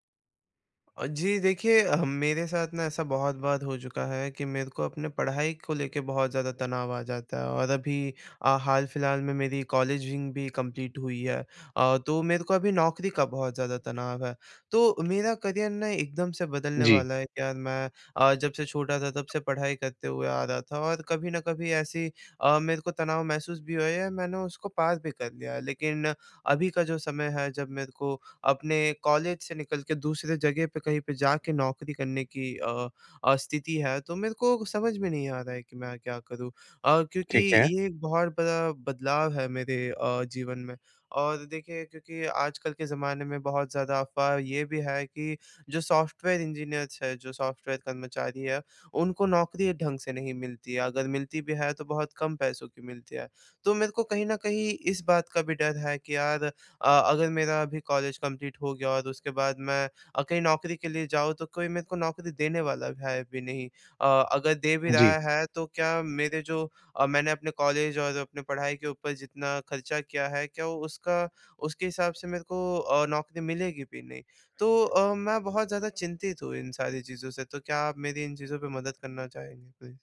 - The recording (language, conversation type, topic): Hindi, advice, क्या अब मेरे लिए अपने करियर में बड़ा बदलाव करने का सही समय है?
- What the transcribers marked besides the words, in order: in English: "कॉलेजिंग"; in English: "कम्प्लीट"; in English: "करियर"; in English: "इंजीनियर्स"; in English: "कम्प्लीट"; in English: "प्लीज?"